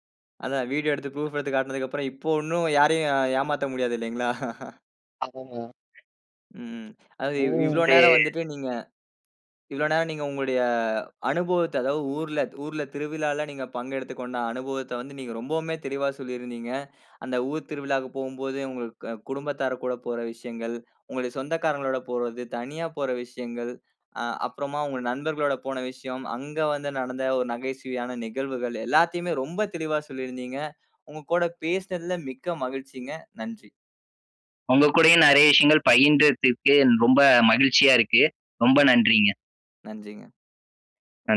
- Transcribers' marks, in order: other noise; in English: "ப்ரூஃப்"; chuckle; unintelligible speech; unintelligible speech; unintelligible speech
- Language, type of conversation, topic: Tamil, podcast, ஒரு ஊரில் நீங்கள் பங்கெடுத்த திருவிழாவின் அனுபவத்தைப் பகிர்ந்து சொல்ல முடியுமா?